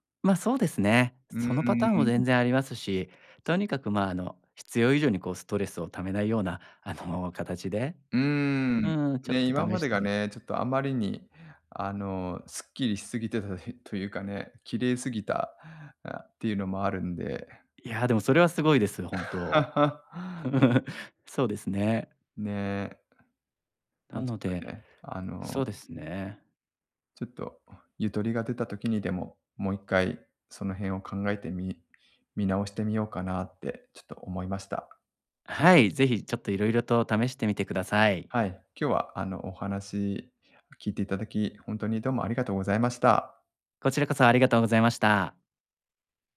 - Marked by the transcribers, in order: other background noise; chuckle; tapping
- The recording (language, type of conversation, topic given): Japanese, advice, 価値観の変化で今の生活が自分に合わないと感じるのはなぜですか？